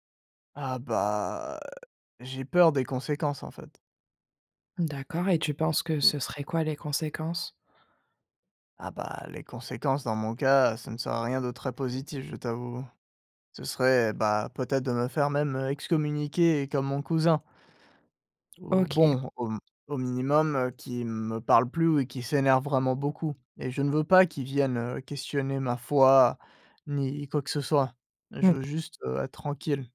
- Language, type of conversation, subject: French, advice, Pourquoi caches-tu ton identité pour plaire à ta famille ?
- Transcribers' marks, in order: drawn out: "bah"; other background noise; "excommunier" said as "excommuniquer"; stressed: "cousin"; tapping